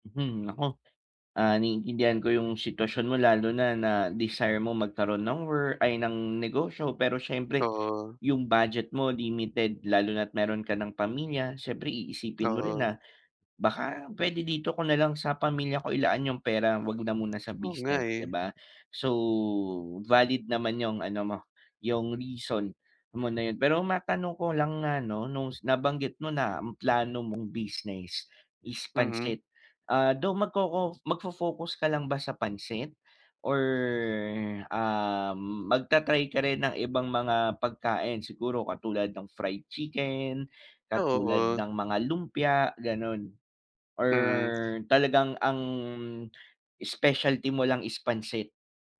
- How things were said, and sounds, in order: drawn out: "Or"
- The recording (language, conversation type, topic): Filipino, advice, Paano ko mapapamahalaan ang limitadong pondo para mapalago ang negosyo?